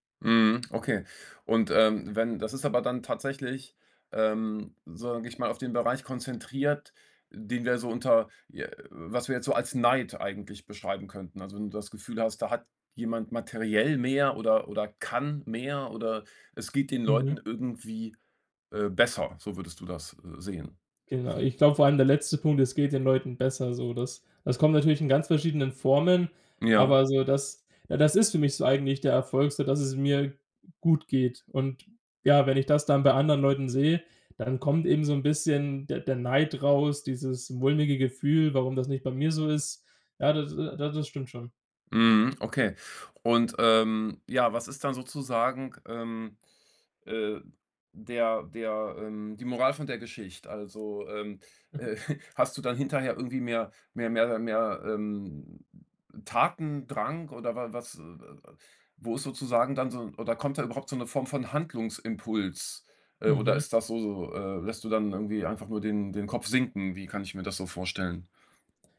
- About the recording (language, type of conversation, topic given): German, podcast, Welchen Einfluss haben soziale Medien auf dein Erfolgsempfinden?
- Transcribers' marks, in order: "sage" said as "sog"; chuckle